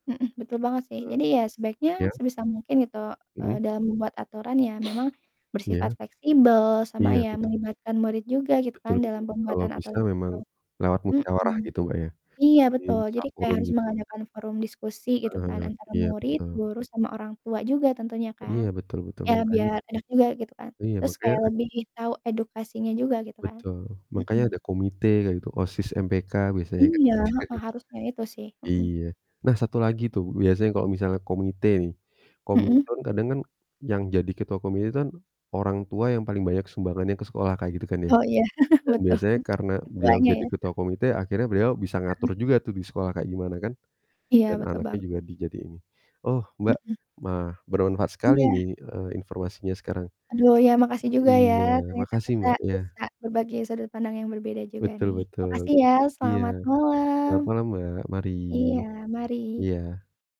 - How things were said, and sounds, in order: sniff; other background noise; distorted speech; chuckle; "komite" said as "komitun"; chuckle; static
- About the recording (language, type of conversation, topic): Indonesian, unstructured, Bagaimana perasaan kamu tentang aturan sekolah yang terlalu ketat?